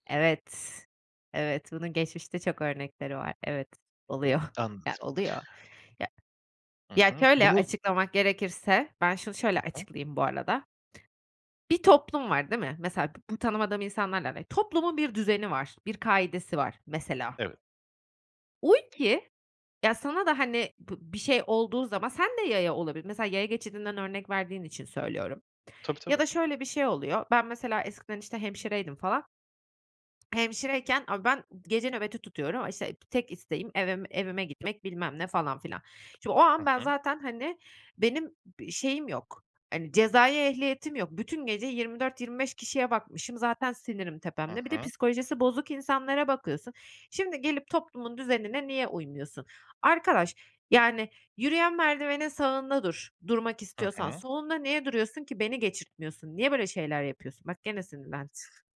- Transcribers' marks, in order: laughing while speaking: "oluyor"; other background noise; other noise; unintelligible speech; unintelligible speech; swallow
- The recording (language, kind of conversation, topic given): Turkish, advice, Açlık veya stresliyken anlık dürtülerimle nasıl başa çıkabilirim?